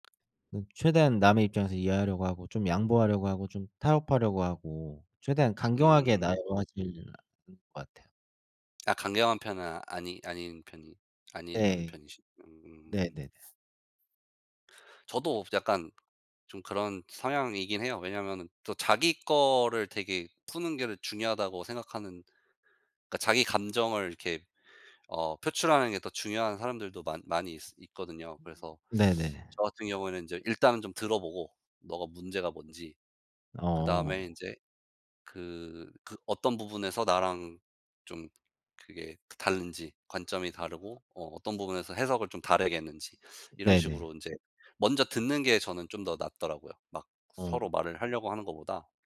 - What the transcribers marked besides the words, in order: unintelligible speech; other background noise; tapping
- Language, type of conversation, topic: Korean, unstructured, 친구와 갈등이 생겼을 때 어떻게 해결하나요?